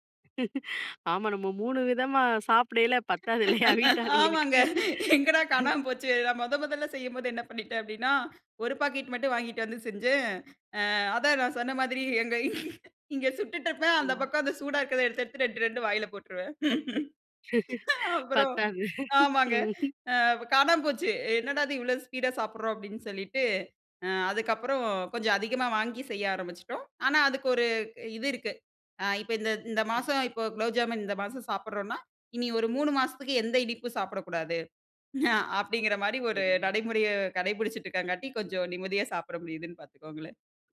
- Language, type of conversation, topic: Tamil, podcast, பசியா அல்லது உணவுக்கான ஆசையா என்பதை எப்படி உணர்வது?
- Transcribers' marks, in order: chuckle; laughing while speaking: "பத்தாது இல்லயா! வீட்டு ஆளுங்களுக்கு"; laugh; laughing while speaking: "ஆமாங்க. எங்கடா காணாம போச்சே! நான் முத முதல்ல செய்யும்போது என்ன பண்ணிட்டேன்"; laugh; laughing while speaking: "எங்க இங்க சுட்டுட்டுருப்பேன், அந்த பக்கம் … அ காணாம போச்சு"; chuckle; laughing while speaking: "பத்தாது"; laugh; chuckle; unintelligible speech